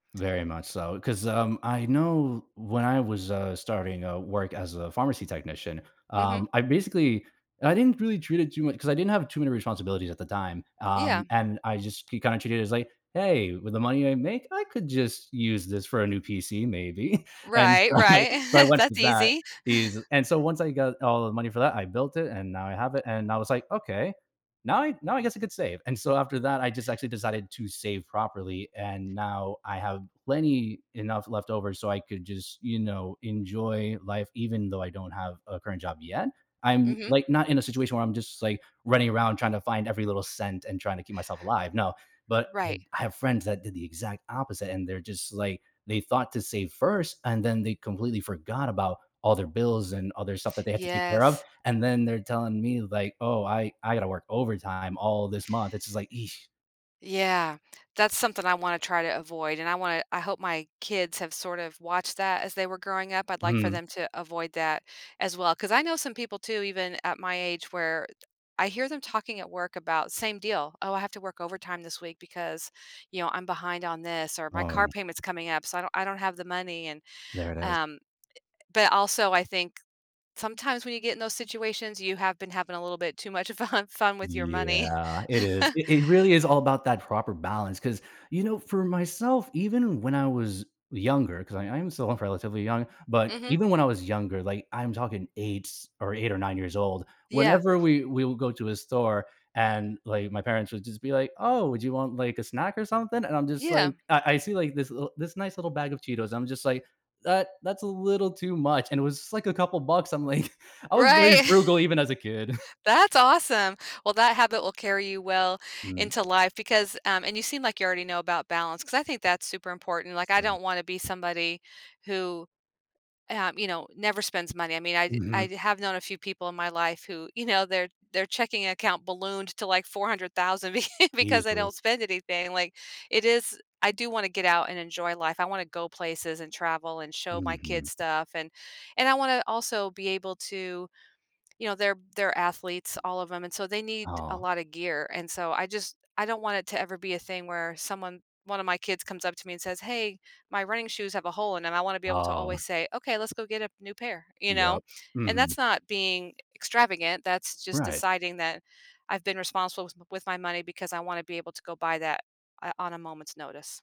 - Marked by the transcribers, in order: tapping; chuckle; laughing while speaking: "so"; chuckle; inhale; other background noise; drawn out: "Yeah"; laughing while speaking: "fun"; chuckle; chuckle; laughing while speaking: "like"; chuckle; laughing while speaking: "you know"; laughing while speaking: "be"; chuckle
- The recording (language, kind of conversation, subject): English, unstructured, How do you balance saving money and enjoying life?